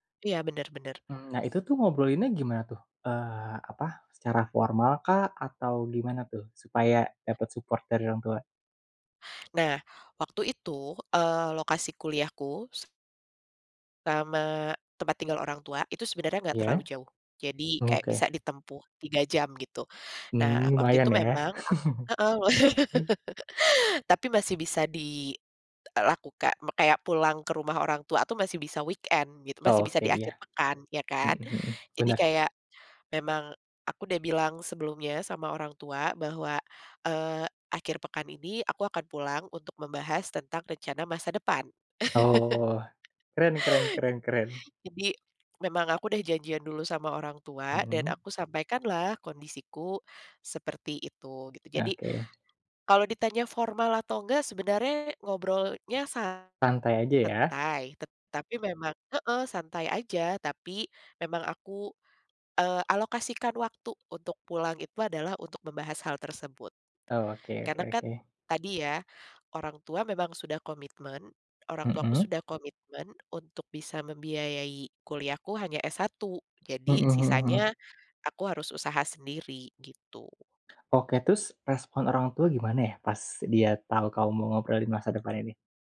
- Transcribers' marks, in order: in English: "support"; other background noise; laugh; in English: "weekend"; laugh; tapping
- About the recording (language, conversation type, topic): Indonesian, podcast, Bagaimana kamu memutuskan untuk melanjutkan sekolah atau langsung bekerja?